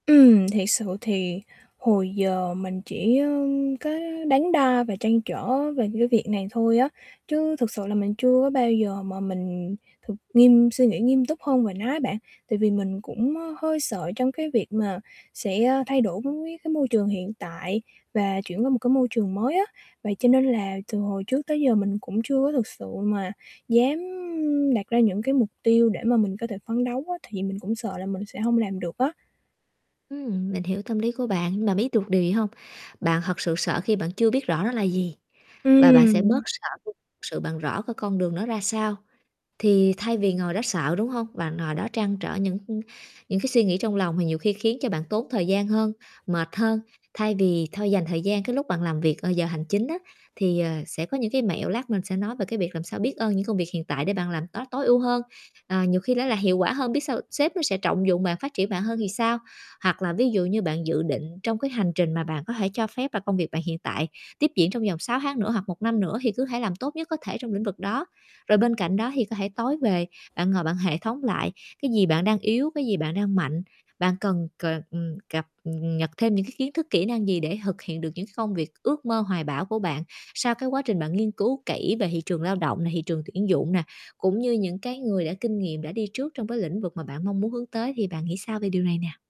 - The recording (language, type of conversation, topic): Vietnamese, advice, Làm sao để công việc hằng ngày trở nên có ý nghĩa hơn?
- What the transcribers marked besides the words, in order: tapping; static; distorted speech; other background noise